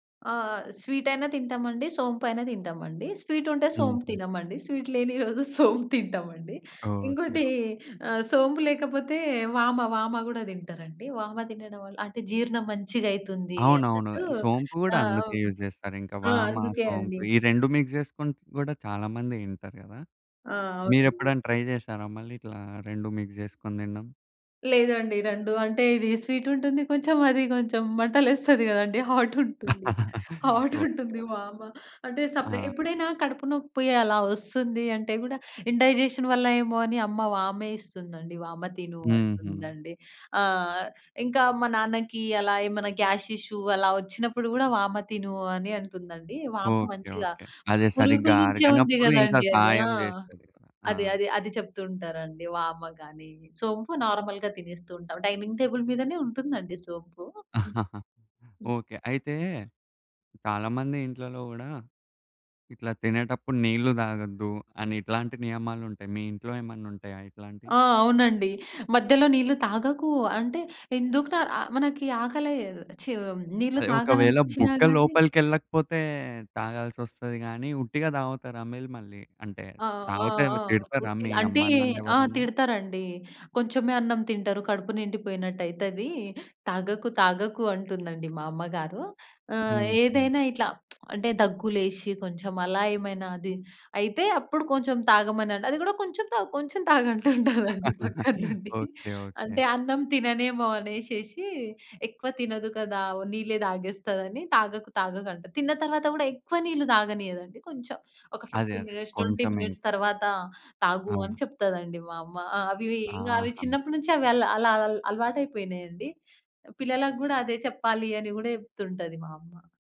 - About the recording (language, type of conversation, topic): Telugu, podcast, మీ ఇంట్లో భోజనం ముందు చేసే చిన్న ఆచారాలు ఏవైనా ఉన్నాయా?
- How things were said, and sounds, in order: in English: "స్వీట్"; in English: "స్వీట్"; in English: "స్వీట్"; chuckle; in English: "యూజ్"; in English: "మిక్స్"; in English: "ట్రై"; in English: "మిక్స్"; in English: "స్వీట్"; laughing while speaking: "మంటలేస్తది కదండీ, హాట్ ఉంటుంది. హాట్ ఉంటుంది వామ"; chuckle; in English: "హాట్"; in English: "హాట్"; in English: "సెపరేట్"; in English: "ఇన్‌డైజెషన్"; in English: "గ్యాస్ ఇష్యూ"; in English: "నార్మల్‌గా"; in English: "డైనింగ్ టేబుల్"; chuckle; other noise; "మీరు" said as "మీలు"; lip smack; laughing while speaking: "అంటుంటారండి పక్కన నుండి"; chuckle